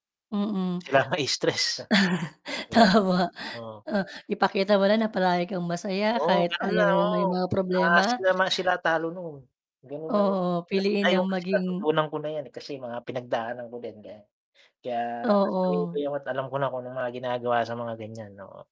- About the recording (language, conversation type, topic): Filipino, unstructured, Ano ang mga simpleng paraan para mapawi ang stress araw-araw?
- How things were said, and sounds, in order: laugh; distorted speech